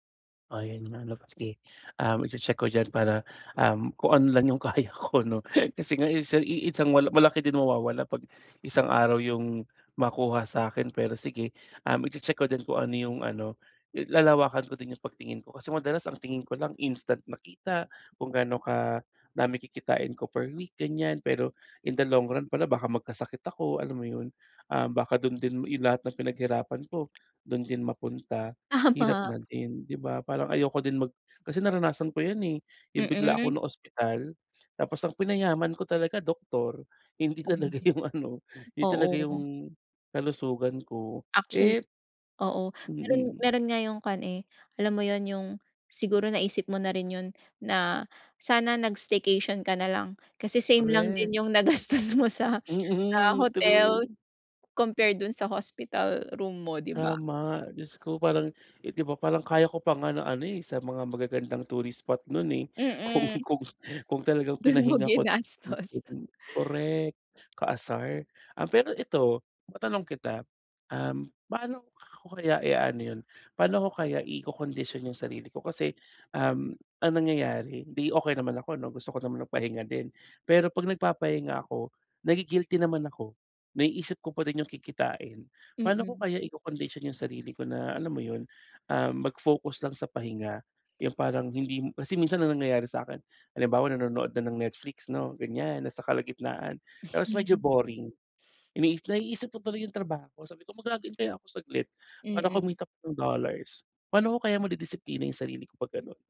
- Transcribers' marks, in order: laughing while speaking: "kaya ko 'no"; tapping; laughing while speaking: "Tama"; laughing while speaking: "hindi talaga yung ano"; laughing while speaking: "nagastos"; laughing while speaking: "Dun mo ginastos"; unintelligible speech; chuckle
- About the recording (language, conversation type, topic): Filipino, advice, Paano ko mapapanatili ang balanse ng pagiging produktibo at pagpapahinga araw-araw?